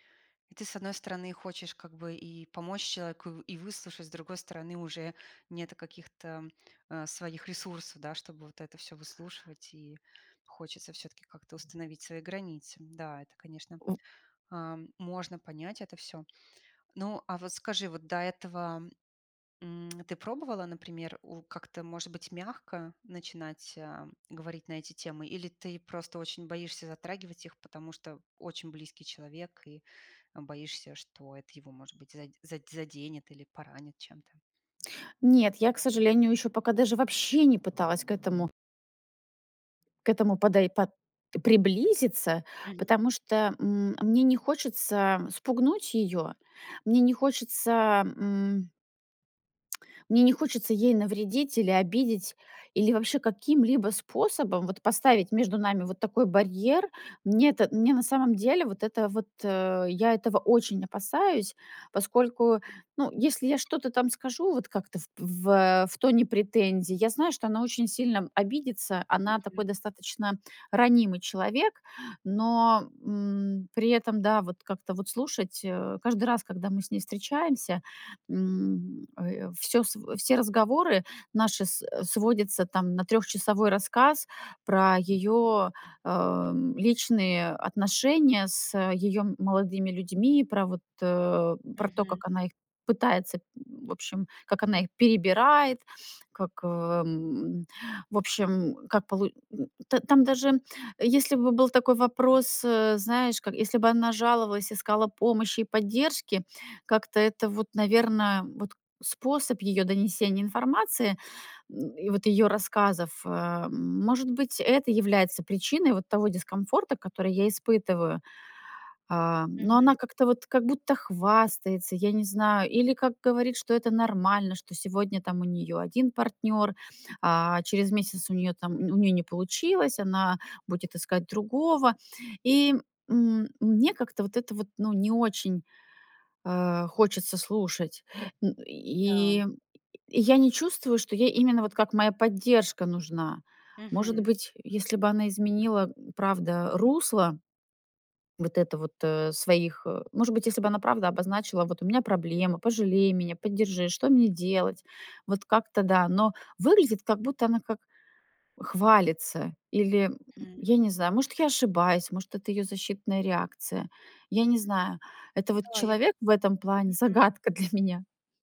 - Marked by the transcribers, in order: other background noise; tapping; tongue click; laughing while speaking: "загадка для меня"
- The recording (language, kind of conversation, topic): Russian, advice, С какими трудностями вы сталкиваетесь при установлении личных границ в дружбе?